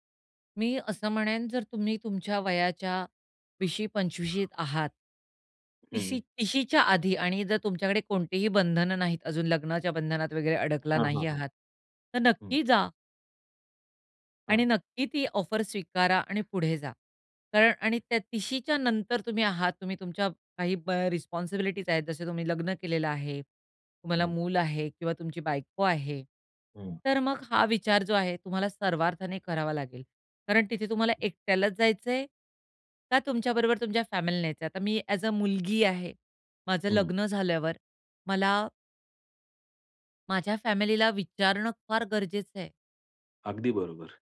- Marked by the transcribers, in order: in English: "रिस्पॉन्सिबिलिटीज"; other background noise; in English: "ॲज अ"
- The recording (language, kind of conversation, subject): Marathi, podcast, काम म्हणजे तुमच्यासाठी फक्त पगार आहे की तुमची ओळखही आहे?